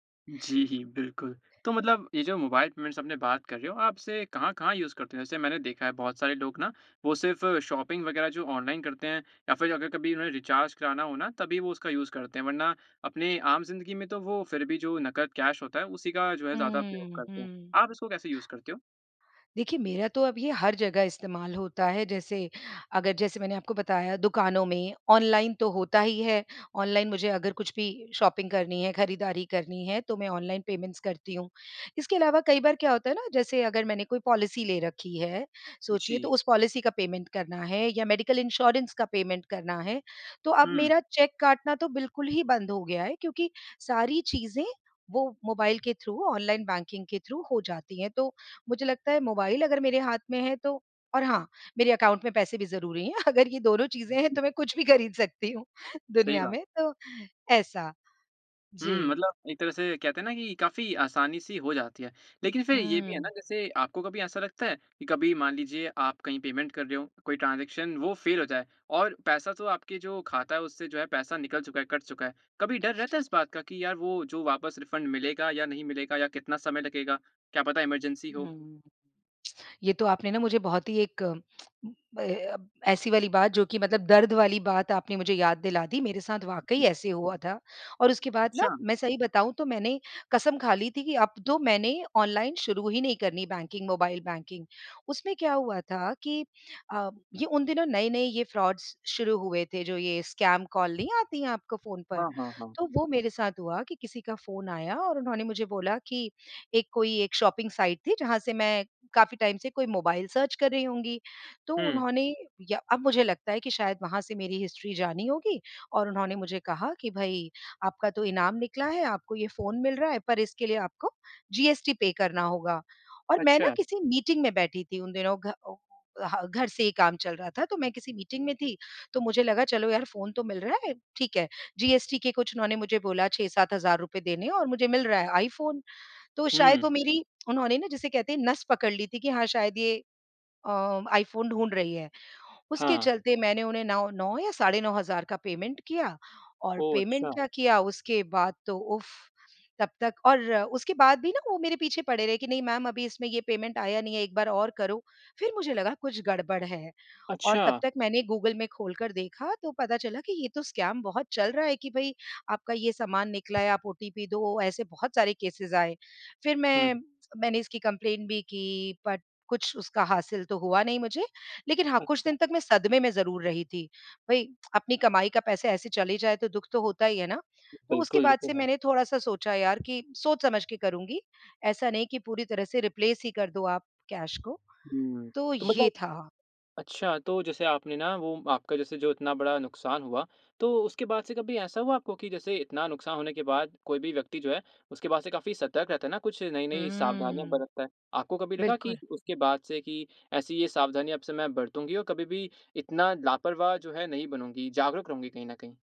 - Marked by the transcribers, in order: laughing while speaking: "जी"; in English: "पेमेंट्स"; in English: "यूज़"; in English: "शॉपिंग"; in English: "रीचार्ज"; in English: "यूज़"; in English: "कैश"; in English: "यूज़"; in English: "शॉपिंग"; in English: "पेमेंट्स"; in English: "पॉलिसी"; in English: "पॉलिसी"; in English: "पेमेंट"; in English: "मेडिकल इंश्योरेंस"; in English: "पेमेंट"; in English: "थ्रू"; in English: "थ्रू"; in English: "अकाउंट"; tapping; laughing while speaking: "अगर"; joyful: "तो मैं कुछ भी खरीद सकती हूँ, दुनिया में, तो"; in English: "पेमेंट"; in English: "ट्रांज़ैक्शन"; in English: "रीफ़ंड"; in English: "इमरजेंसी"; tsk; in English: "बैंकिंग"; in English: "बैंकिंग"; in English: "फ़्रॉड्स"; in English: "स्कैम"; in English: "शॉपिंग साईट"; in English: "टाइम"; in English: "सर्च"; in English: "हिस्ट्री"; in English: "पेमेंट"; in English: "पेमेंट"; in English: "पेमेंट"; in English: "स्कैम"; in English: "केसेस"; in English: "कम्प्लेंट"; in English: "बट"; tsk; in English: "रिप्लेस"; in English: "कैश"
- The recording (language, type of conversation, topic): Hindi, podcast, मोबाइल भुगतान का इस्तेमाल करने में आपको क्या अच्छा लगता है और क्या बुरा लगता है?